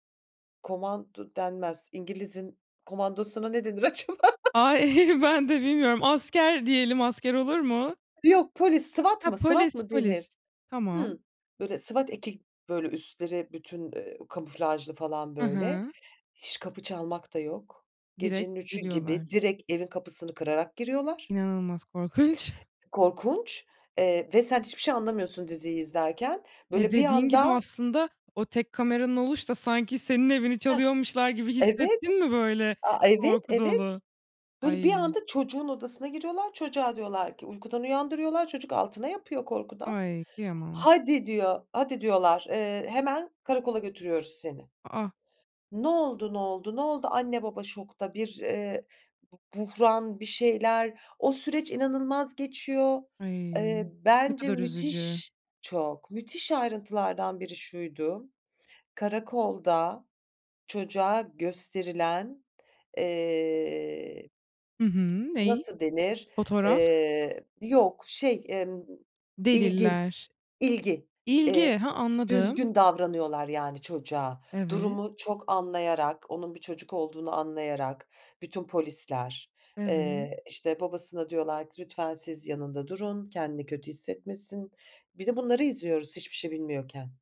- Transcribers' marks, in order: laughing while speaking: "acaba?"; chuckle; laughing while speaking: "ben de bilmiyorum. Asker diyelim"; other background noise; laughing while speaking: "korkunç"; drawn out: "eee"; tsk
- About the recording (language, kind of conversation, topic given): Turkish, podcast, En son hangi film ya da dizi sana ilham verdi, neden?